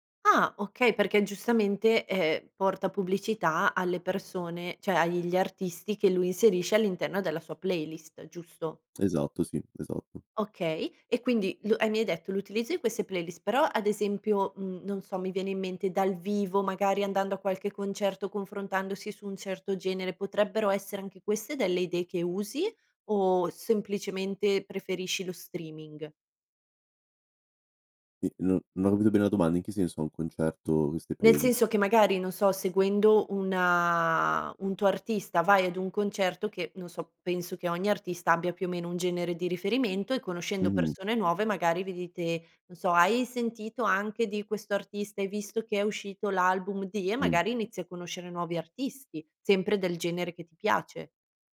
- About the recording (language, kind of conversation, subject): Italian, podcast, Come scegli la nuova musica oggi e quali trucchi usi?
- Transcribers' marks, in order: "cioè" said as "ceh"